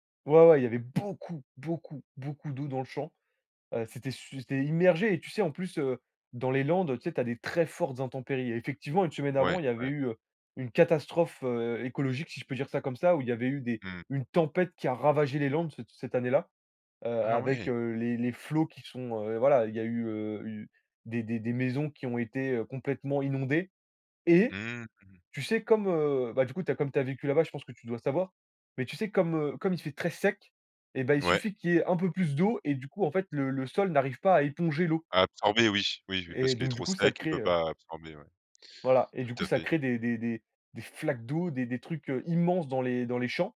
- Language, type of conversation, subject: French, podcast, Raconte une fois où un local t'a aidé à retrouver ton chemin ?
- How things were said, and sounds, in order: stressed: "beaucoup"; stressed: "flaques"